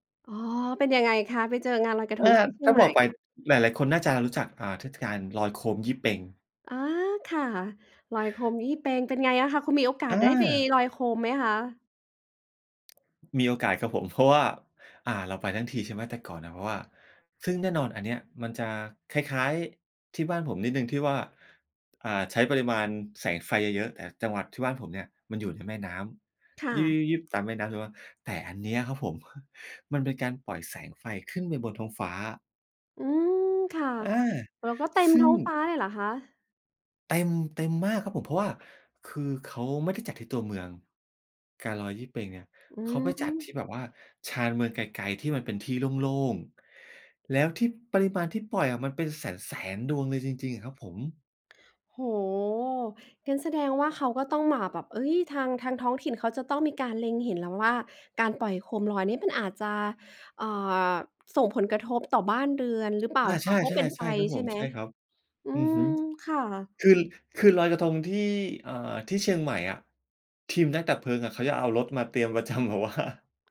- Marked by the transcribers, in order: tapping; laughing while speaking: "ประจำแบบว่า"
- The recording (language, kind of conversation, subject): Thai, podcast, เคยไปร่วมพิธีท้องถิ่นไหม และรู้สึกอย่างไรบ้าง?